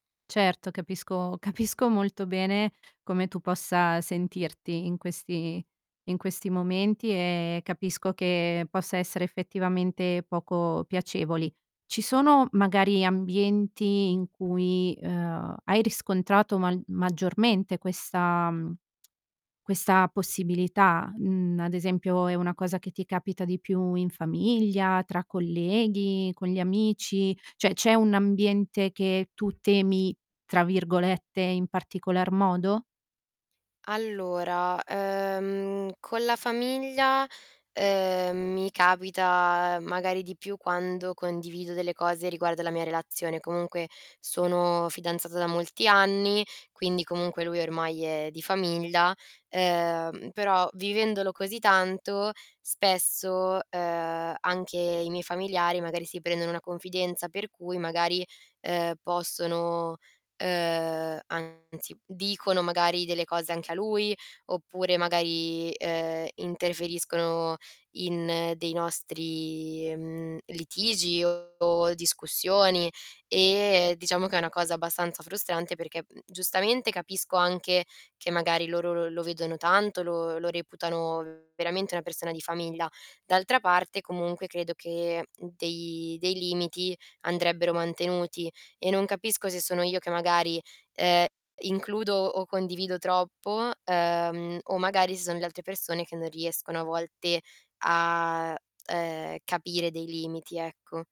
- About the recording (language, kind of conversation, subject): Italian, advice, Come posso affrontare la paura di rivelare aspetti importanti della mia identità personale?
- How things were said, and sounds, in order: laughing while speaking: "capisco"; tapping; "Cioè" said as "ceh"; distorted speech